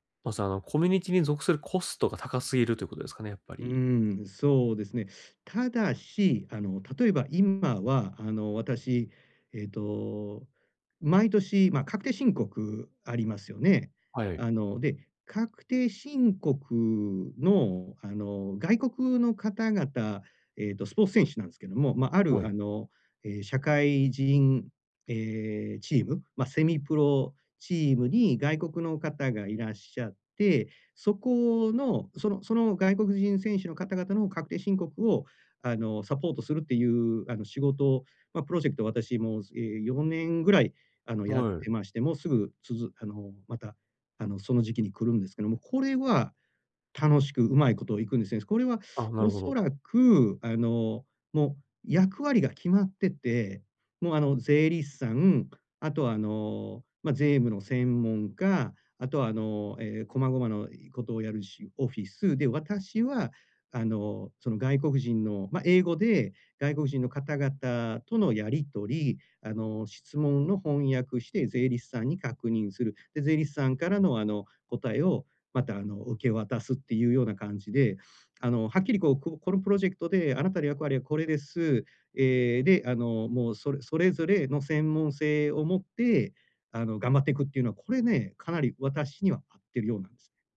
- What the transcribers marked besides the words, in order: none
- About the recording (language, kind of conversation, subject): Japanese, advice, 記念日や何かのきっかけで湧いてくる喪失感や満たされない期待に、穏やかに対処するにはどうすればよいですか？